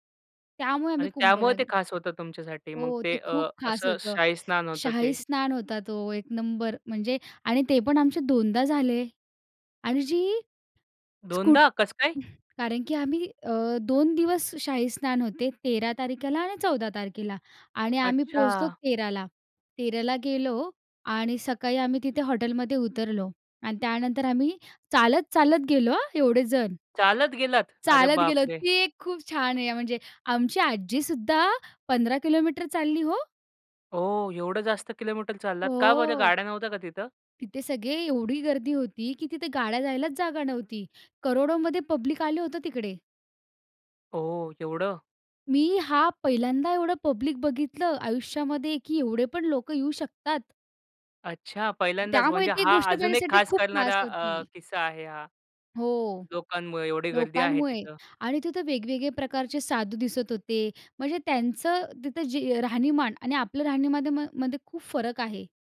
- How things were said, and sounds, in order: tapping; surprised: "अरे बापरे!"; in English: "पब्लिक"; surprised: "ओह! एवढं?"; in English: "पब्लिक"; "राहणीमान" said as "राहणीमध्येमा"
- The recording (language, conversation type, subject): Marathi, podcast, एकत्र प्रवास करतानाच्या आठवणी तुमच्यासाठी का खास असतात?